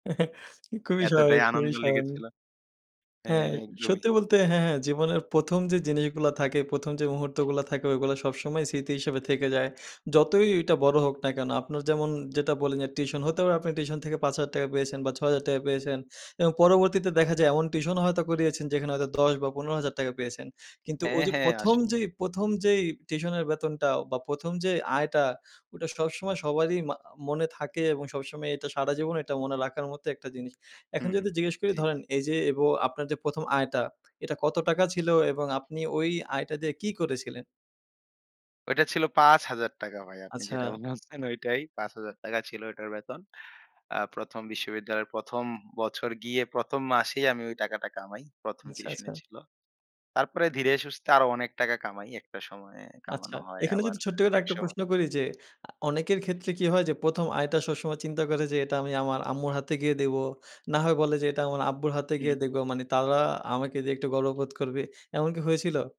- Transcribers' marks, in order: chuckle; "সবসময়" said as "সসময়"; "দেবো" said as "দেগো"
- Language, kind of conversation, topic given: Bengali, podcast, প্রথমবার নিজের উপার্জন হাতে পাওয়ার মুহূর্তটা আপনার কেমন মনে আছে?